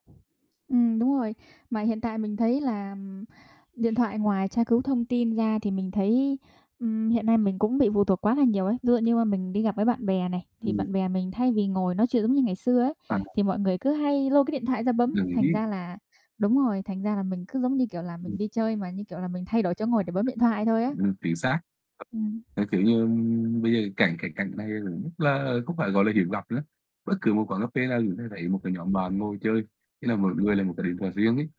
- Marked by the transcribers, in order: static; mechanical hum; distorted speech; other background noise; unintelligible speech
- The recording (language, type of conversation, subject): Vietnamese, unstructured, Công nghệ có khiến chúng ta quá phụ thuộc vào điện thoại không?